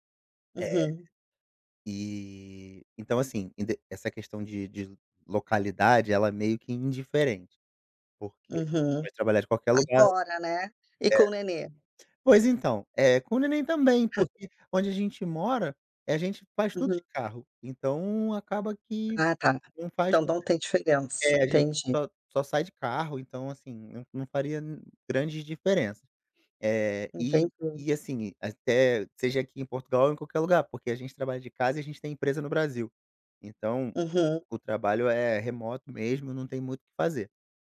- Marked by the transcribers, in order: other background noise; tapping
- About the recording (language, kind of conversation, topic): Portuguese, advice, Como posso juntar dinheiro para a entrada de um carro ou de uma casa se ainda não sei como me organizar?